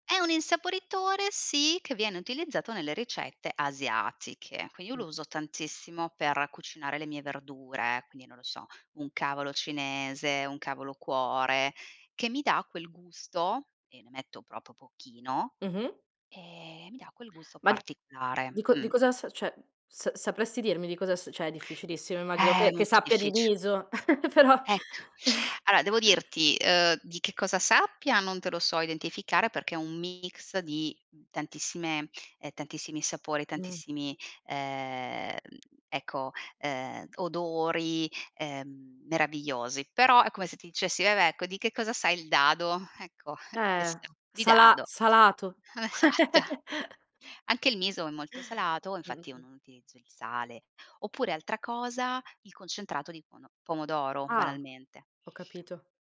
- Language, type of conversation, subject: Italian, podcast, Come prepari pasti veloci nei giorni più impegnativi?
- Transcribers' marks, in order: "proprio" said as "propo"; "cioè" said as "ceh"; "cioè" said as "ceh"; giggle; "allora" said as "aloa"; laughing while speaking: "però"; chuckle; laughing while speaking: "Esatto"; chuckle